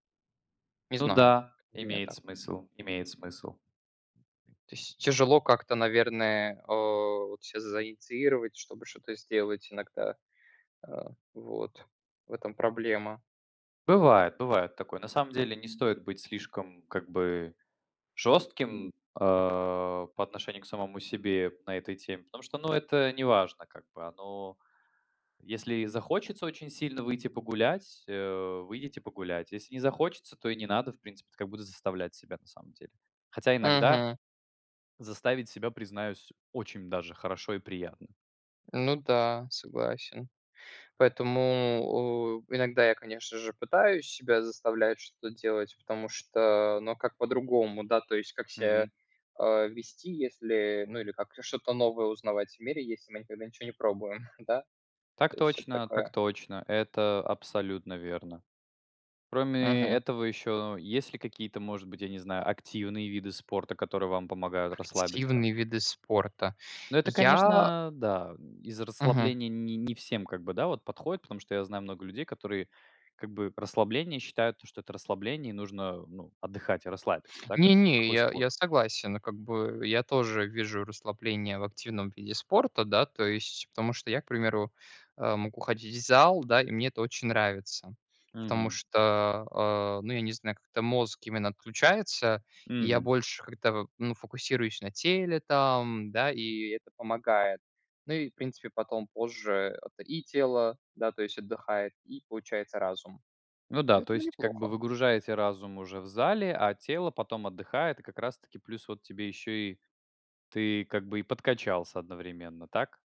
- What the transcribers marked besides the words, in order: chuckle; tapping
- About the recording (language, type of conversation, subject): Russian, unstructured, Какие простые способы расслабиться вы знаете и используете?